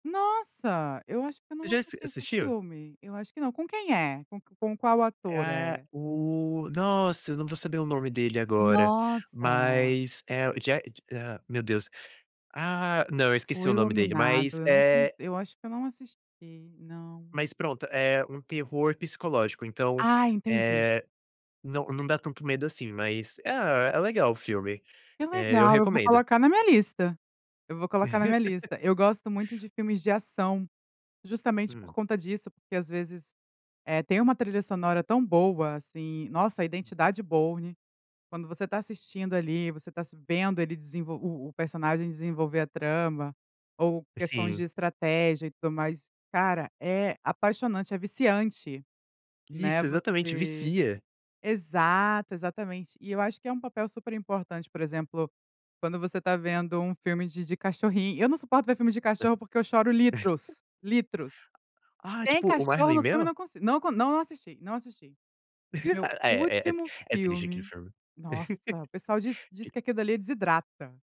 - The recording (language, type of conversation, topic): Portuguese, podcast, Por que as trilhas sonoras são tão importantes em um filme?
- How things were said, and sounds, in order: laugh; tapping; chuckle; laugh; laugh